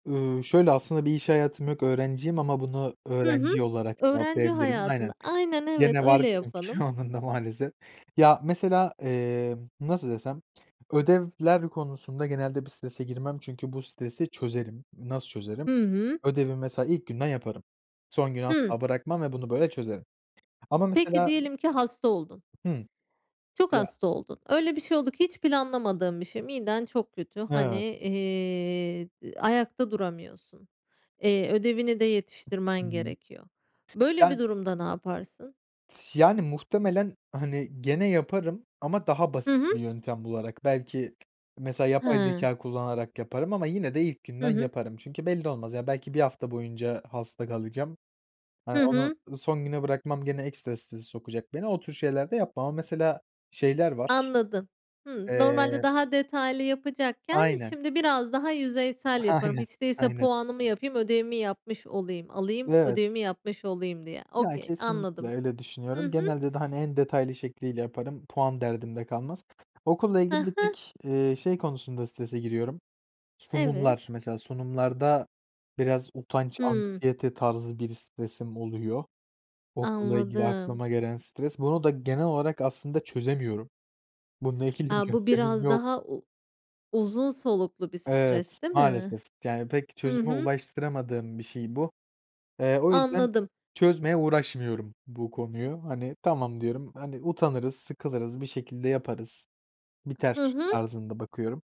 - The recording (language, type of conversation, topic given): Turkish, podcast, Stresle başa çıkmak için hangi yöntemleri kullanırsın?
- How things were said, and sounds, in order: laughing while speaking: "onun da maalesef"; other background noise; tapping; in English: "Okey"; other noise